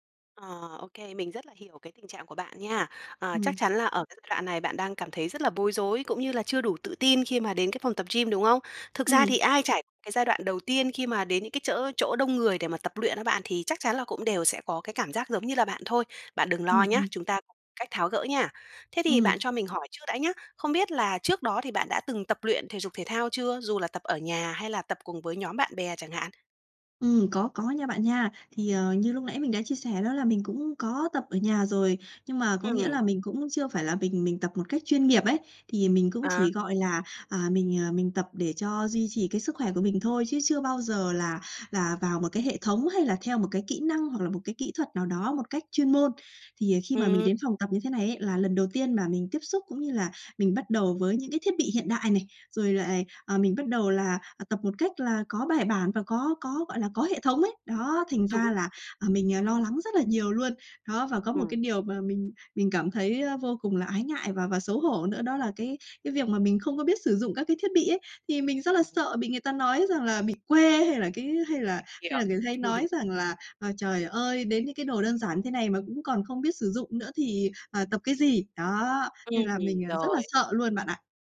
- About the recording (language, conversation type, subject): Vietnamese, advice, Mình nên làm gì để bớt lo lắng khi mới bắt đầu tập ở phòng gym đông người?
- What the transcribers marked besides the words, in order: tapping; other background noise; chuckle